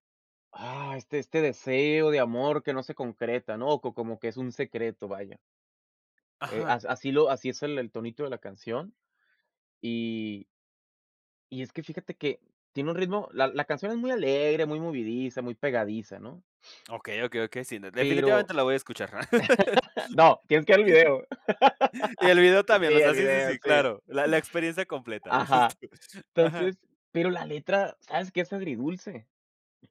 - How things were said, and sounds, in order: laugh; laugh; laughing while speaking: "Sí, el video, sí"; laughing while speaking: "dices tú"; other background noise
- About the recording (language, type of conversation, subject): Spanish, podcast, ¿Cuál es tu canción favorita de todos los tiempos?